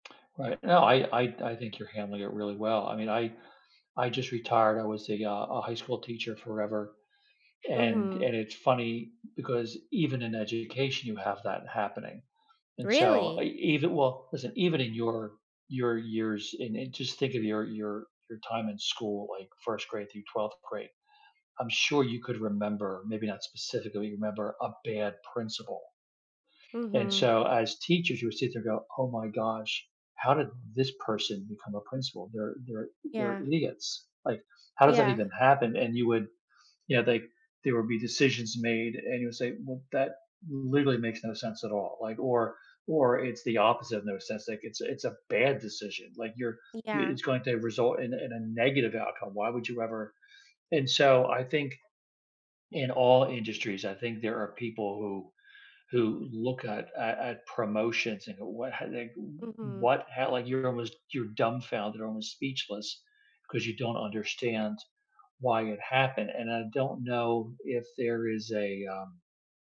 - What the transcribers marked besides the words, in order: none
- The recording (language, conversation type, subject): English, unstructured, Why do you think some people seem to succeed without playing by the rules?